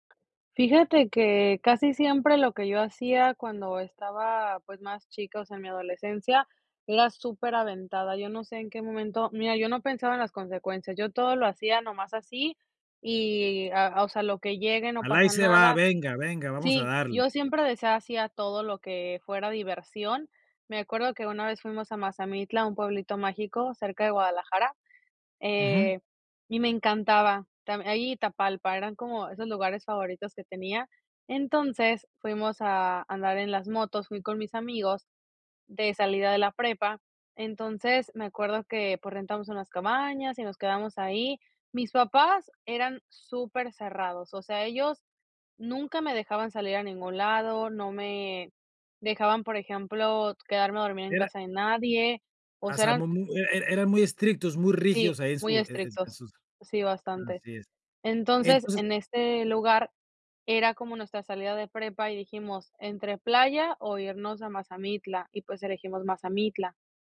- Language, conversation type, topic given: Spanish, podcast, ¿Cómo eliges entre seguridad y aventura?
- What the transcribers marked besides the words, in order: none